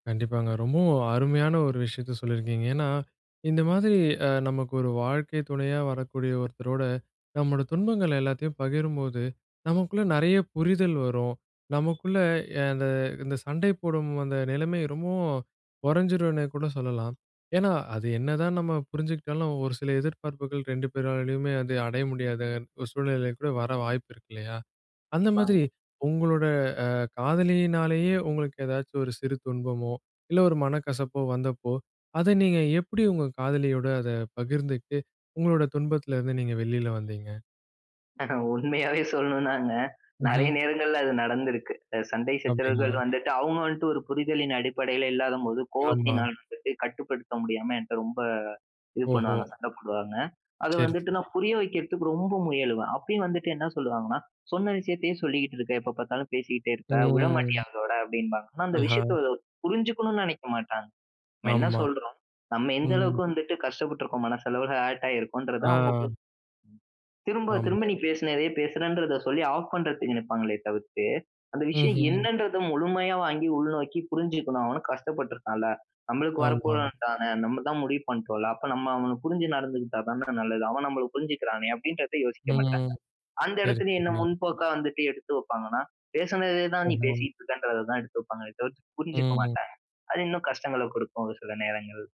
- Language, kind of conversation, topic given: Tamil, podcast, துன்பமான காலத்தில் தனிமையில் நீங்கள் கண்ட ஒளியைப் பற்றி பகிர முடியுமா?
- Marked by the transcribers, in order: other noise; alarm; tapping; other background noise; laughing while speaking: "உண்மையாவே சொல்லணும்னாங்க"; drawn out: "ரொம்ப"; disgusted: "சொன்ன விஷயத்தையே சொல்லிகிட்டு இருக்க, எப்ப பாத்தாலும் பேசிக்ட்டே இருக்க, விடமாட்டியா அதோட அப்டின்பாங்க"; drawn out: "ம்"; in English: "ஹர்ட்"; unintelligible speech; drawn out: "ம்"